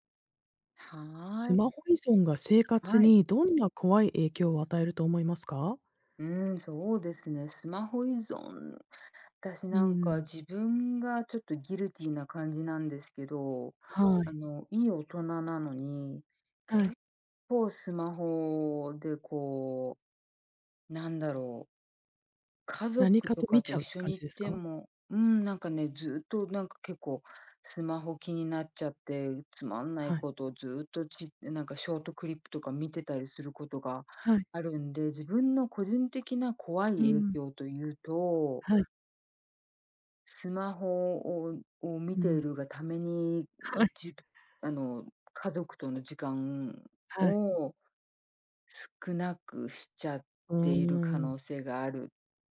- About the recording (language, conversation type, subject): Japanese, unstructured, スマホ依存は日常生活にどのような深刻な影響を与えると思いますか？
- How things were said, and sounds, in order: other background noise; in English: "ギルティ"; tapping